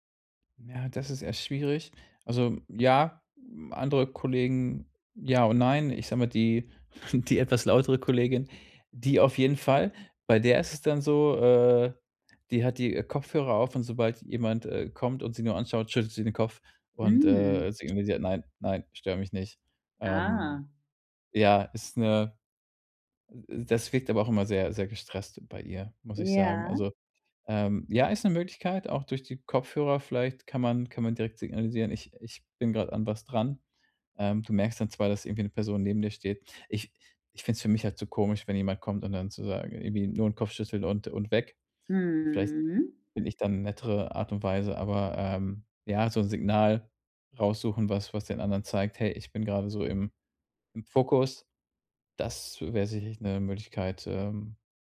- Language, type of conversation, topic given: German, advice, Wie setze ich klare Grenzen, damit ich regelmäßige, ungestörte Arbeitszeiten einhalten kann?
- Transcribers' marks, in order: chuckle; other background noise; drawn out: "Mhm"